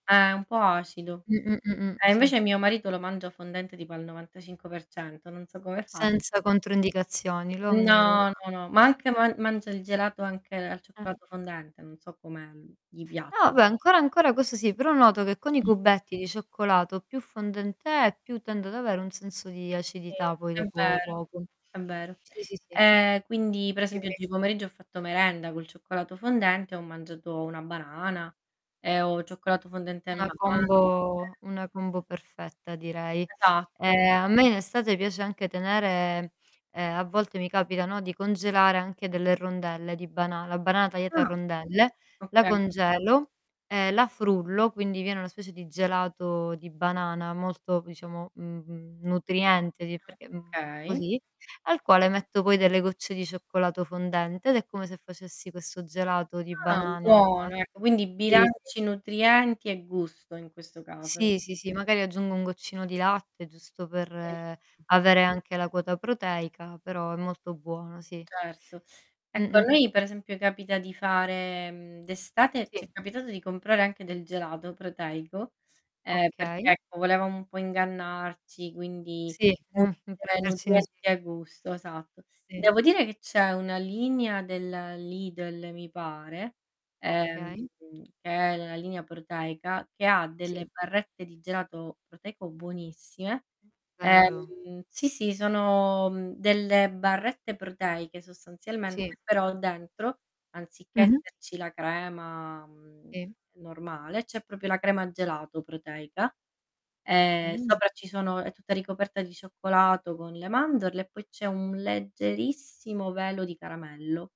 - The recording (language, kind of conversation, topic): Italian, unstructured, Come scegli i pasti per una settimana equilibrata?
- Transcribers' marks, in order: static; distorted speech; unintelligible speech; other background noise; tapping; unintelligible speech; background speech; unintelligible speech; unintelligible speech; "proprio" said as "propio"